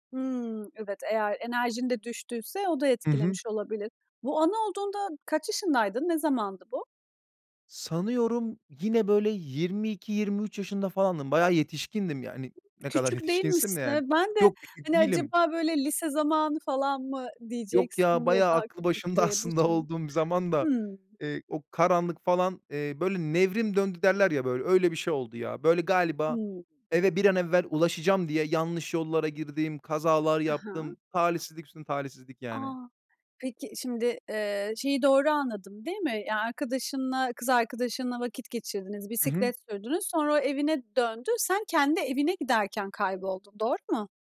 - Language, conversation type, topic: Turkish, podcast, Kaybolduğun bir yolu ya da rotayı anlatır mısın?
- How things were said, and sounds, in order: other background noise; tapping